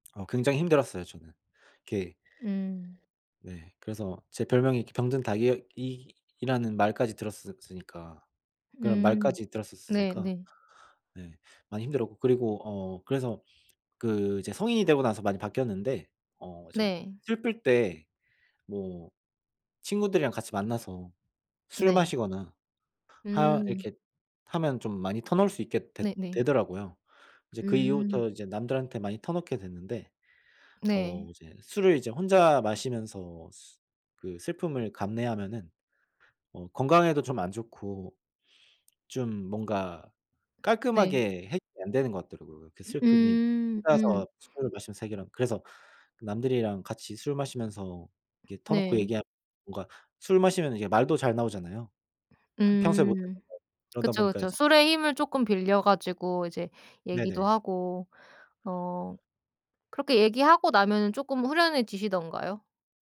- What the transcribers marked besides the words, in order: none
- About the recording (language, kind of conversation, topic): Korean, unstructured, 슬픔을 다른 사람과 나누면 어떤 도움이 될까요?